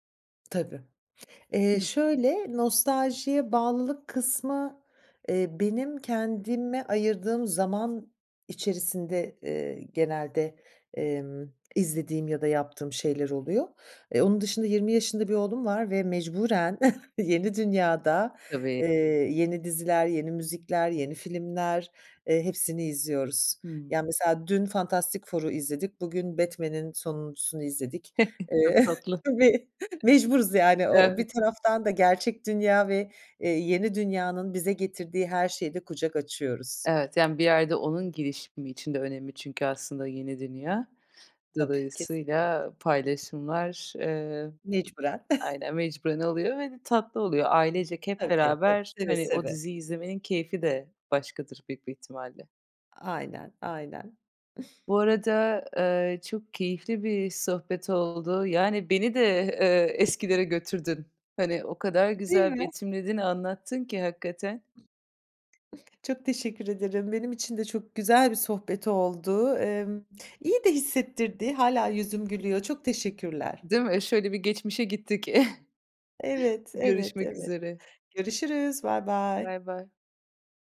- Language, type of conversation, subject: Turkish, podcast, Nostalji neden bu kadar insanı cezbediyor, ne diyorsun?
- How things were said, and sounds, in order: other background noise; tapping; chuckle; laughing while speaking: "Eee, tabii"; chuckle; chuckle; chuckle; chuckle